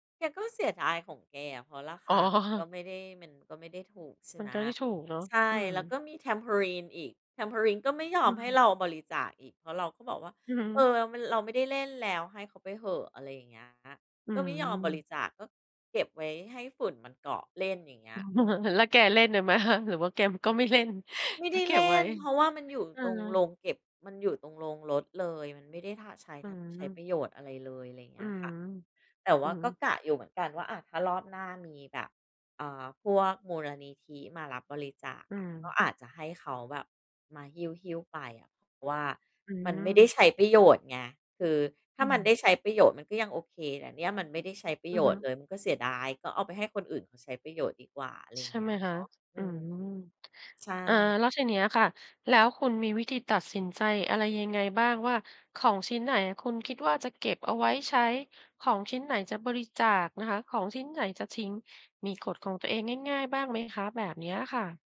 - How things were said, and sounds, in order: chuckle
- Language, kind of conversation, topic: Thai, podcast, คุณเริ่มจัดบ้านยังไงเมื่อเริ่มรู้สึกว่าบ้านรก?